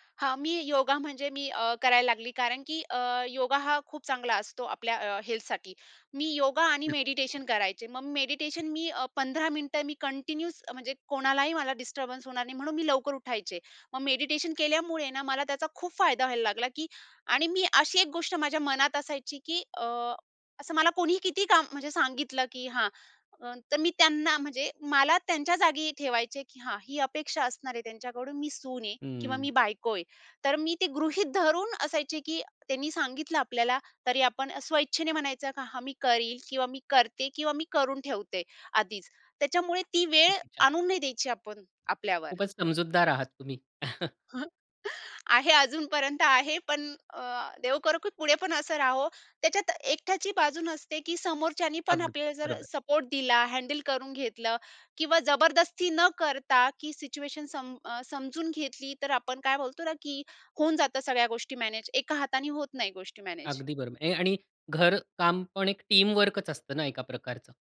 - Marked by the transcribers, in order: chuckle; in English: "टीम वर्कच"
- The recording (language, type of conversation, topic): Marathi, podcast, काम आणि घरातील ताळमेळ कसा राखता?